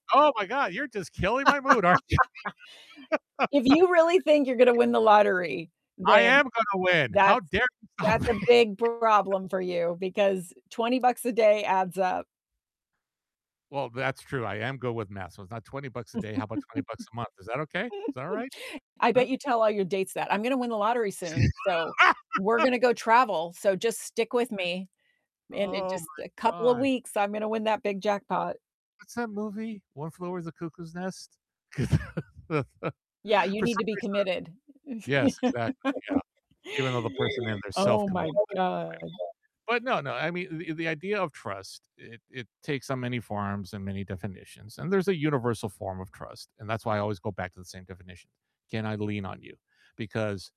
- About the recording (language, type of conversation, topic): English, unstructured, What role does trust play in romantic partnerships?
- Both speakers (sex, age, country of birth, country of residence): female, 65-69, United States, United States; male, 60-64, United States, United States
- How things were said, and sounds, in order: laugh; laughing while speaking: "aren't you?"; laugh; distorted speech; laughing while speaking: "stop me?"; chuckle; laugh; laugh; tapping; laugh; other background noise; background speech; laugh